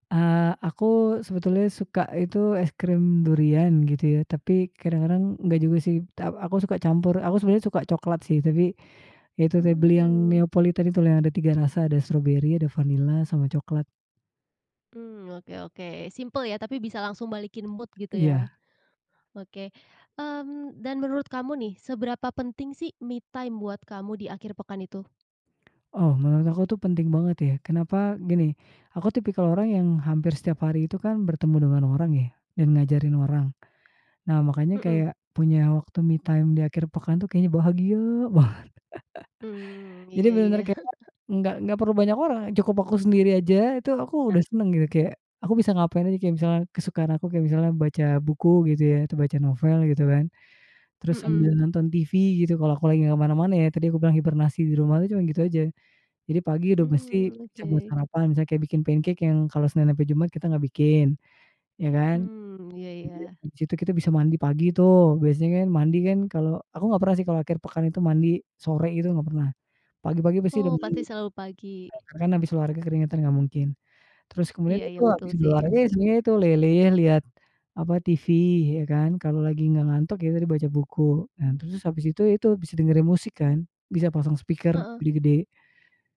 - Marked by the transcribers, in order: other background noise; in English: "mood"; in English: "me time"; in English: "me time"; stressed: "bahagia"; laughing while speaking: "banget"; chuckle; chuckle; tapping; in English: "pancake"; unintelligible speech; chuckle; in English: "speaker"
- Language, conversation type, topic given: Indonesian, podcast, Bagaimana kamu memanfaatkan akhir pekan untuk memulihkan energi?